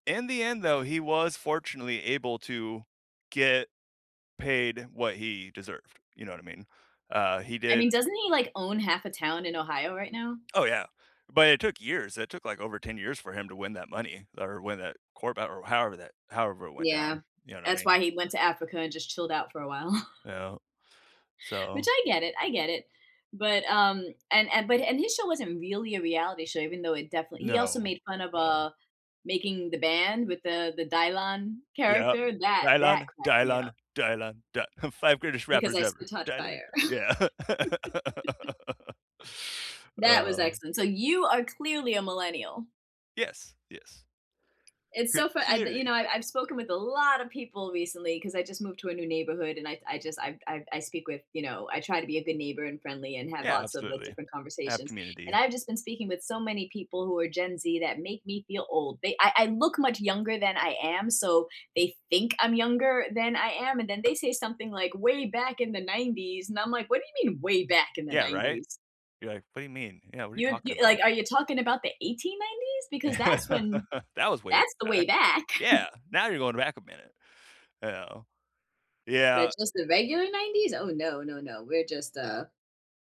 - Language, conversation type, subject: English, unstructured, Which reality shows do you secretly love, and what keeps you hooked—comfort, chaos, or the characters?
- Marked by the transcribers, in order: chuckle; chuckle; laugh; tapping; stressed: "lotta"; other background noise; laugh; chuckle